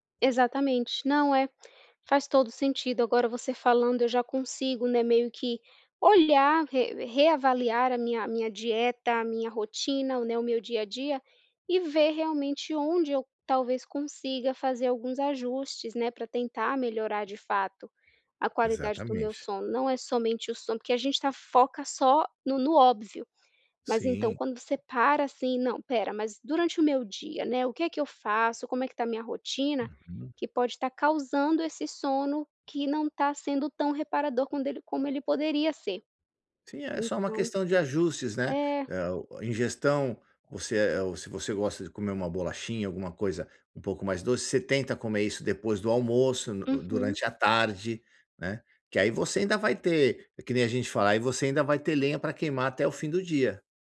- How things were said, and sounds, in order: none
- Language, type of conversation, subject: Portuguese, advice, Como posso me sentir mais disposto ao acordar todas as manhãs?